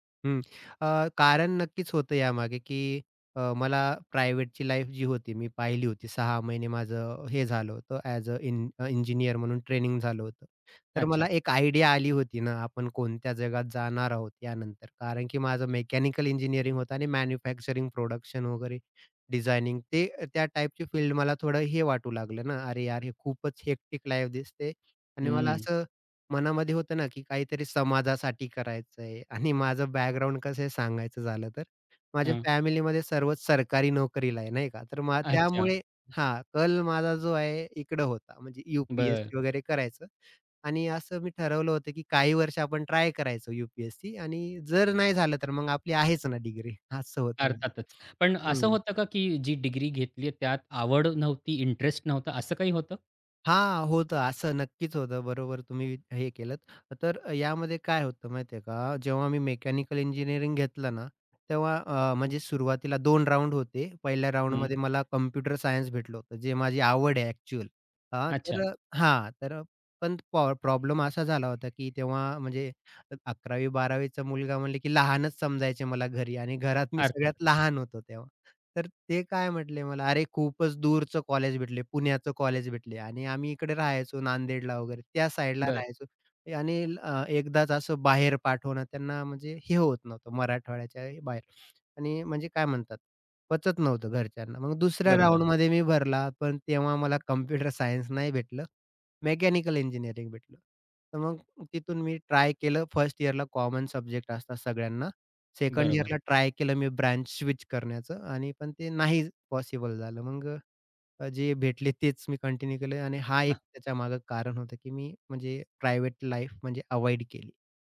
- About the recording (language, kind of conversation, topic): Marathi, podcast, प्रेरणा टिकवण्यासाठी काय करायचं?
- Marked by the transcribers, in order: in English: "प्रायव्हेटची लाईफ"; in English: "ॲज अ"; in English: "आयडिया"; in English: "हेक्टिक लाईफ"; other background noise; tapping; background speech; in English: "कंटिन्यू"; in English: "प्रायव्हेट लाईफ"